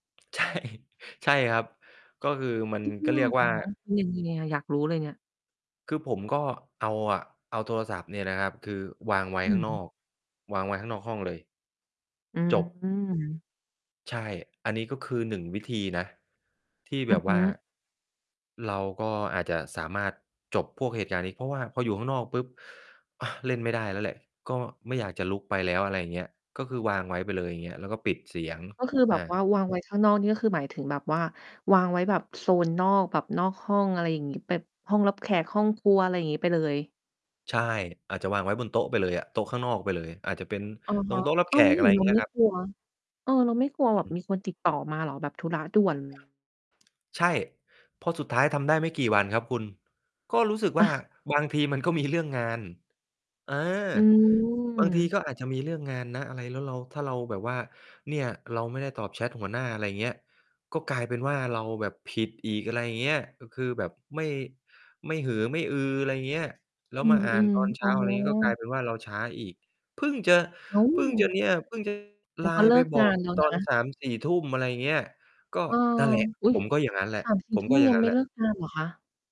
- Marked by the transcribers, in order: laughing while speaking: "ใช่"; distorted speech; tapping; other background noise; unintelligible speech; laughing while speaking: "ก็มีเรื่อง"; chuckle; drawn out: "อืม"
- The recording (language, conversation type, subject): Thai, podcast, คุณมีเทคนิคอะไรบ้างที่จะเลิกเล่นโทรศัพท์มือถือดึกๆ?